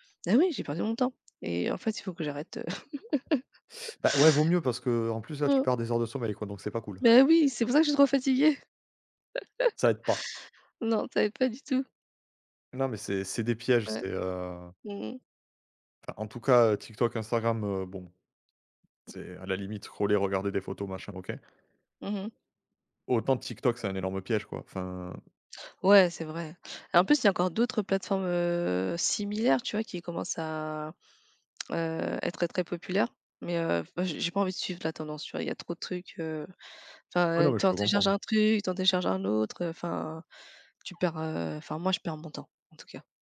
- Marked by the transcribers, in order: laughing while speaking: "heu"; chuckle
- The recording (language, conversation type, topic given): French, unstructured, Comment les réseaux sociaux influencent-ils vos interactions quotidiennes ?